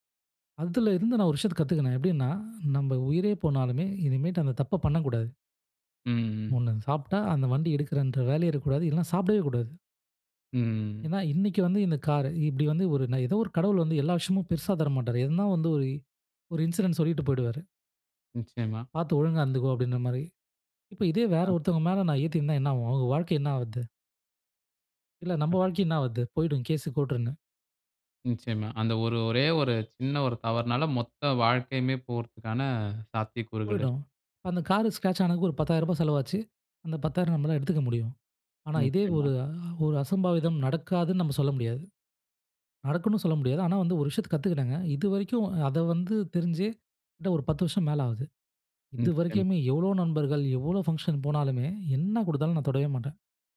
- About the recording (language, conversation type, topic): Tamil, podcast, கற்றதை நீண்டகாலம் நினைவில் வைத்திருக்க நீங்கள் என்ன செய்கிறீர்கள்?
- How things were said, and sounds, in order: drawn out: "ம்"; in English: "இன்சிடென்ட்"; unintelligible speech; in English: "கேஸ் கோர்ட்டுன்னு"; horn; in English: "ஸ்கெரெட்ச்"